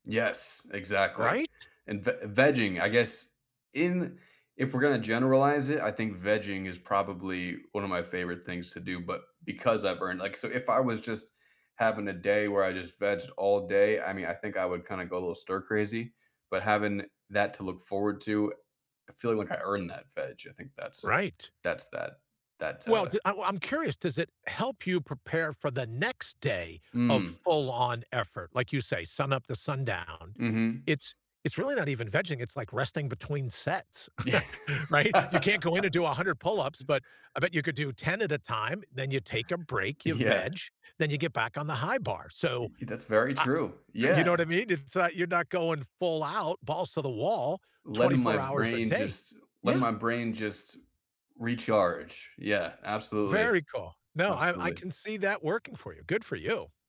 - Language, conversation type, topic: English, unstructured, What is one thing you do every day that always makes you smile?
- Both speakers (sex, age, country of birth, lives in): male, 30-34, United States, United States; male, 65-69, United States, United States
- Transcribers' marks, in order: other background noise; chuckle; laughing while speaking: "Yeah"; laugh; laughing while speaking: "Yeah"